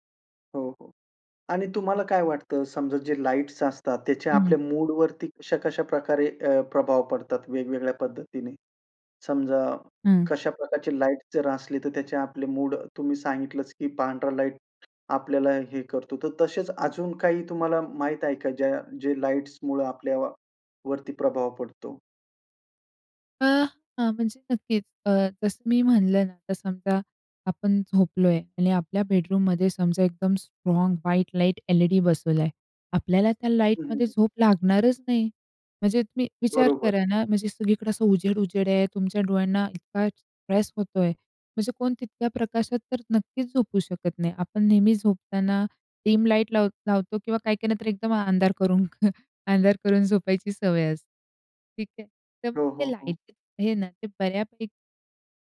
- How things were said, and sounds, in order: in English: "मूड"; in English: "बेडरूममध्ये"; in English: "स्ट्राँग व्हाईट"; in English: "स्ट्रेस"; in English: "डिम"; chuckle
- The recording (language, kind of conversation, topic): Marathi, podcast, घरात प्रकाश कसा असावा असं तुला वाटतं?